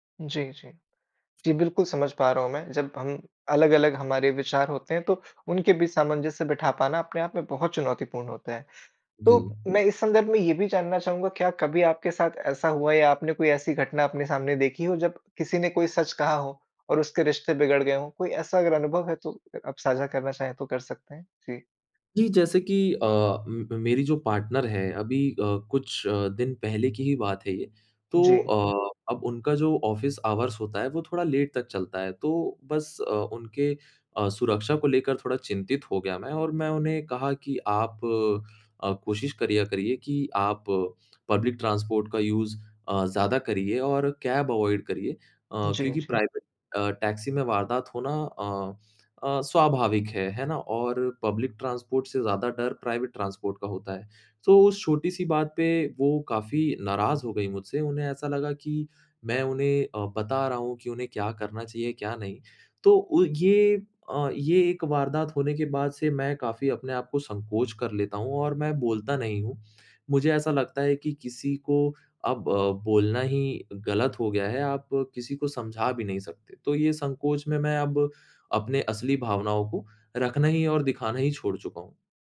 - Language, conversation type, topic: Hindi, advice, रिश्ते में अपनी सच्ची भावनाएँ सामने रखने से आपको डर क्यों लगता है?
- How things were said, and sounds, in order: in English: "पार्टनर"; in English: "ऑफिस आवर्स"; in English: "लेट"; in English: "पब्लिक ट्रांसपोर्ट"; in English: "यूज़"; in English: "कैब अवॉइड"; in English: "प्राइवेट"; in English: "पब्लिक ट्रांसपोर्ट"; in English: "प्राइवेट ट्रांसपोर्ट"; in English: "सो"